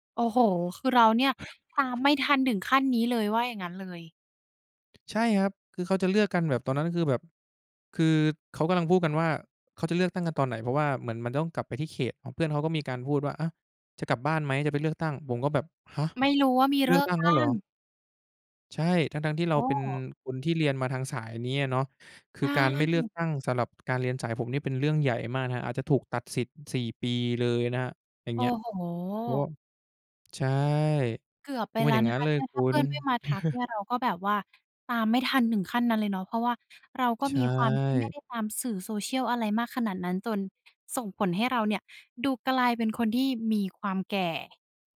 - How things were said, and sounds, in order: other noise; tapping; chuckle
- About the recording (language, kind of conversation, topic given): Thai, podcast, คุณเคยทำดีท็อกซ์ดิจิทัลไหม แล้วเป็นอย่างไรบ้าง?